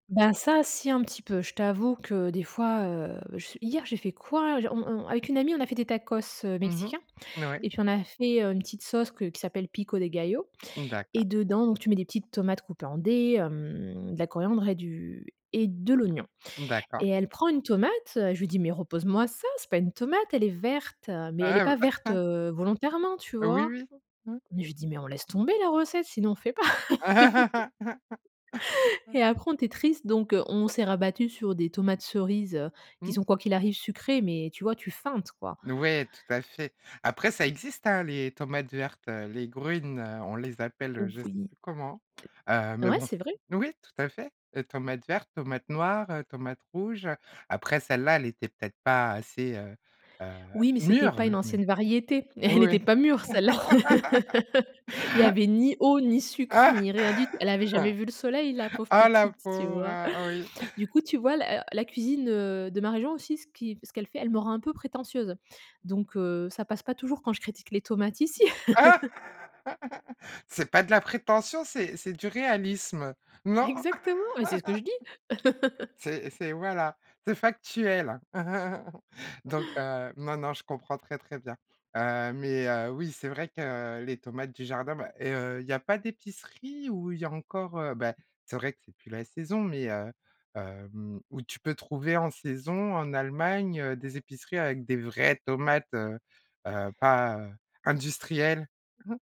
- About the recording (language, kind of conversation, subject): French, podcast, Comment la cuisine de ta région t’influence-t-elle ?
- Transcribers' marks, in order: in Spanish: "pico de gallo"; chuckle; laugh; in German: "grün"; other background noise; chuckle; laugh; laugh; laugh; laugh; chuckle; laugh; stressed: "vraies"; chuckle